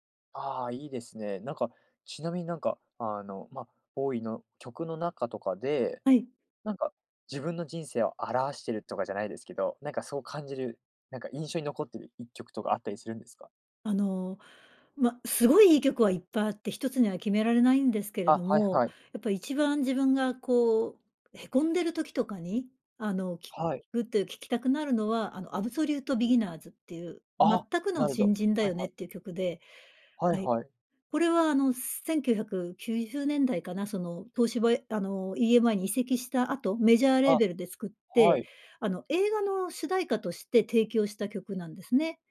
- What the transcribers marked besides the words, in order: none
- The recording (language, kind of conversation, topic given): Japanese, podcast, 自分の人生を表すプレイリストはどんな感じですか？